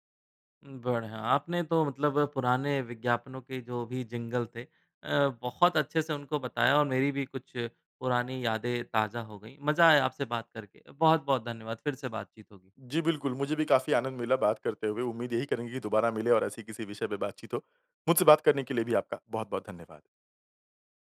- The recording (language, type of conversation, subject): Hindi, podcast, किस पुराने विज्ञापन का जिंगल अब भी तुम्हारे दिमाग में घूमता है?
- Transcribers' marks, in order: in English: "जिंगल"